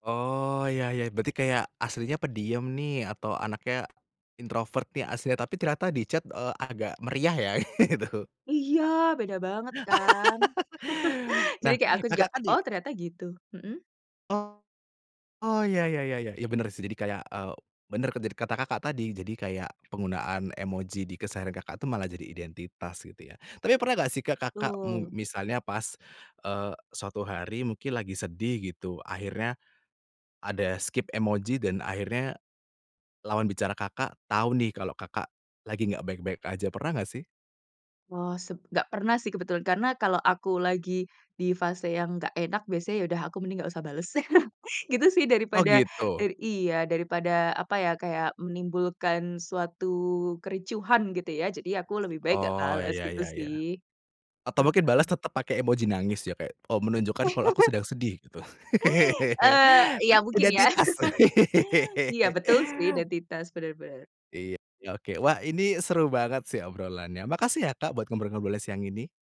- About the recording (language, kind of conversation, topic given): Indonesian, podcast, Apakah kamu suka memakai emoji saat mengobrol lewat pesan, dan kenapa?
- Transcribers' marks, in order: other background noise; in English: "introvert"; in English: "chat"; laughing while speaking: "gitu"; laugh; tapping; in English: "skip"; chuckle; chuckle; laughing while speaking: "ya"; laugh